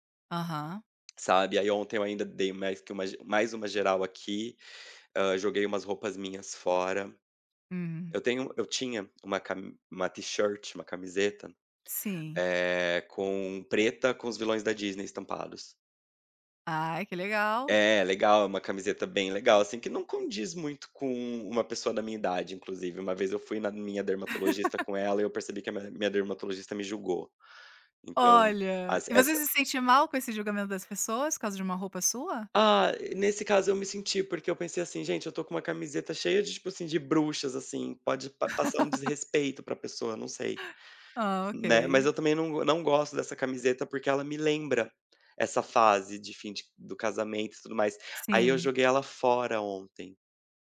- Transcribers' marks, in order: tapping; in English: "t-shirt"; laugh; laugh
- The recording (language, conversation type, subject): Portuguese, advice, Como você descreveria sua crise de identidade na meia-idade?
- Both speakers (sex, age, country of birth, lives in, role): female, 40-44, Brazil, Italy, advisor; male, 30-34, Brazil, Portugal, user